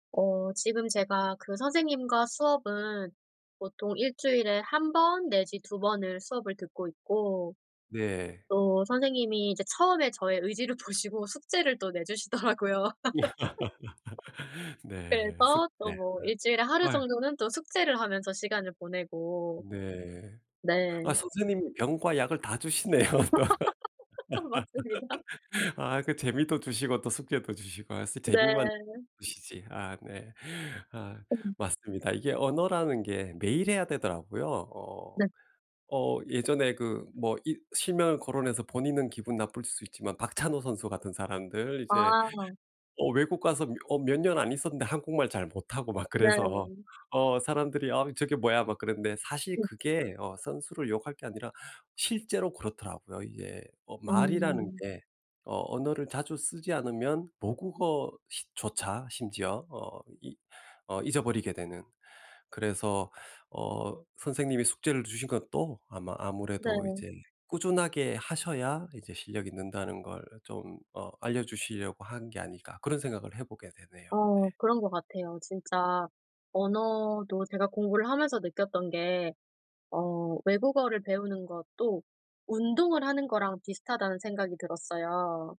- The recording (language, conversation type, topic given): Korean, podcast, 학습 동기를 잃었을 때 어떻게 다시 되찾나요?
- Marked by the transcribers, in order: tapping; laughing while speaking: "의지를 보시고"; laugh; laughing while speaking: "내주시더라고요"; laugh; other background noise; laughing while speaking: "주시네요, 또"; laugh; laughing while speaking: "맞습니다"